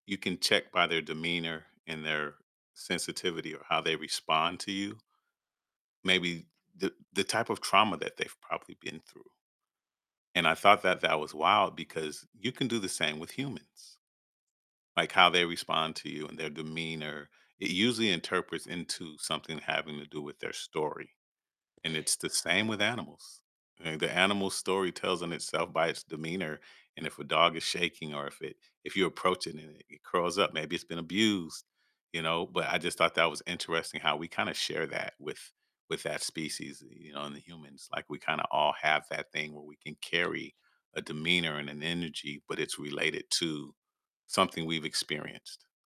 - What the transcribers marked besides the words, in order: tapping
- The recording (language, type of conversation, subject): English, unstructured, How do you feel about people abandoning pets they no longer want?
- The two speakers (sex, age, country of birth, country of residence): male, 25-29, Mexico, United States; male, 50-54, United States, United States